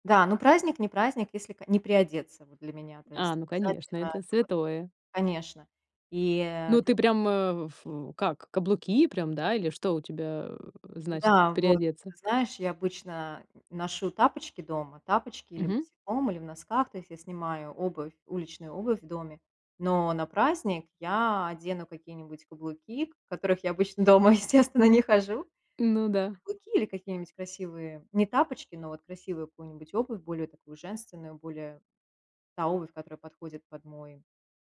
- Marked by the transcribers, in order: laughing while speaking: "я обычно дома, естественно, не хожу"
- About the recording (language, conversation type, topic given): Russian, podcast, Чем у вас дома отличается праздничный ужин от обычного?